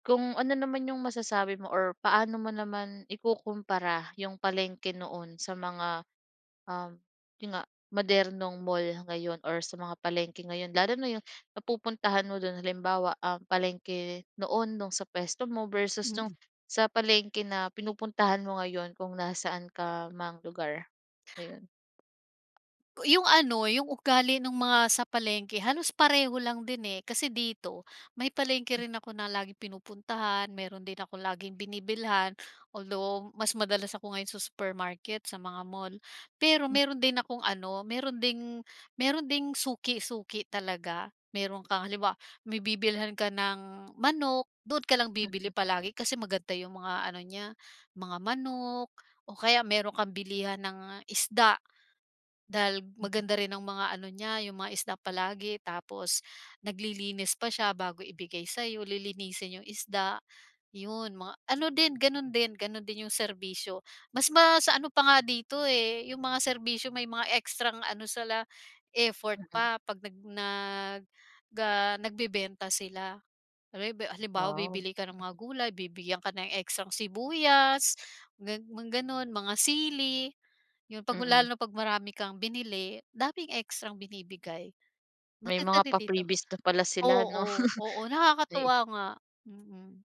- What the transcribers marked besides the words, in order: other background noise; tapping; chuckle
- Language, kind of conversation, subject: Filipino, podcast, May naaalala ka bang kuwento mula sa palengke o tiyangge?